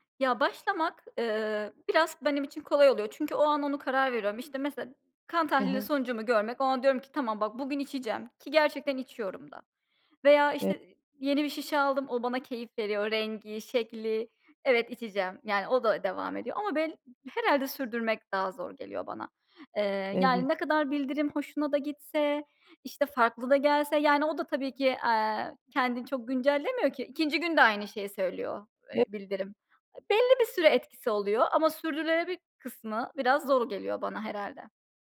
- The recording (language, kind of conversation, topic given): Turkish, podcast, Gün içinde su içme alışkanlığını nasıl geliştirebiliriz?
- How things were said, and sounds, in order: none